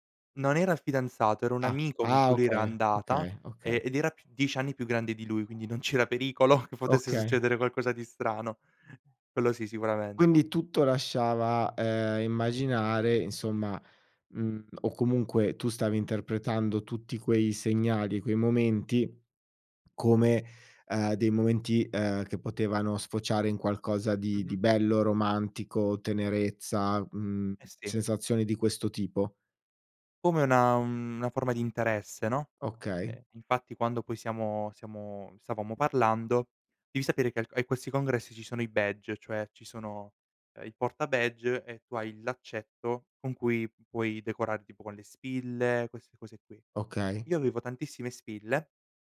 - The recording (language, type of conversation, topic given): Italian, podcast, Hai mai incontrato qualcuno in viaggio che ti ha segnato?
- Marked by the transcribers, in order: laughing while speaking: "c'era pericolo"